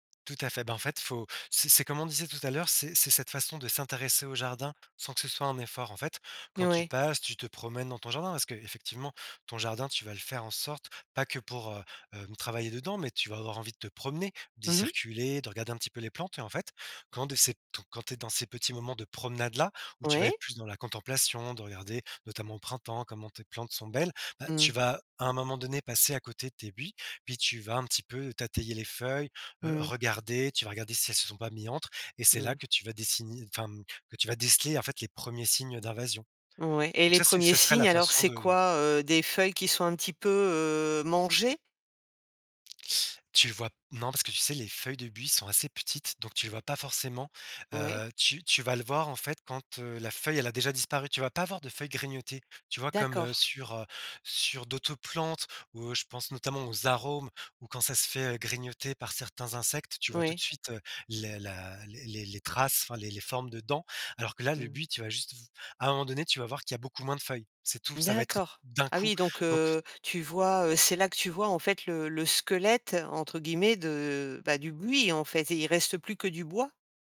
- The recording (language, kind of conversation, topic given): French, podcast, Comment un jardin t’a-t-il appris à prendre soin des autres et de toi-même ?
- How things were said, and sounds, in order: tapping; "les" said as "yé"; teeth sucking; stressed: "d'un coup"